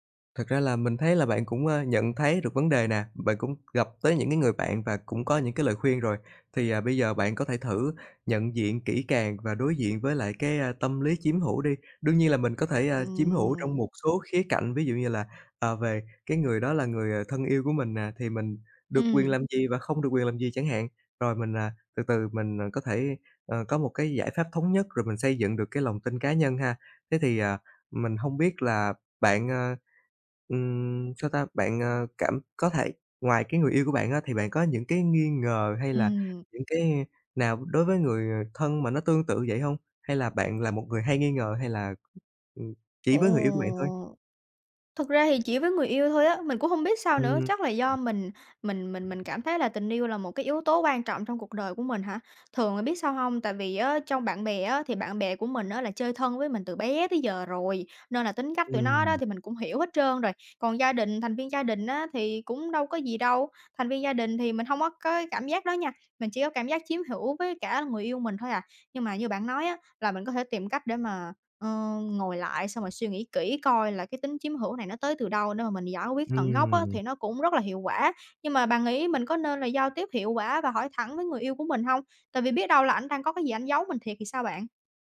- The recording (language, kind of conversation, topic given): Vietnamese, advice, Làm sao đối diện với cảm giác nghi ngờ hoặc ghen tuông khi chưa có bằng chứng rõ ràng?
- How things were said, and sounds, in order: tapping; other background noise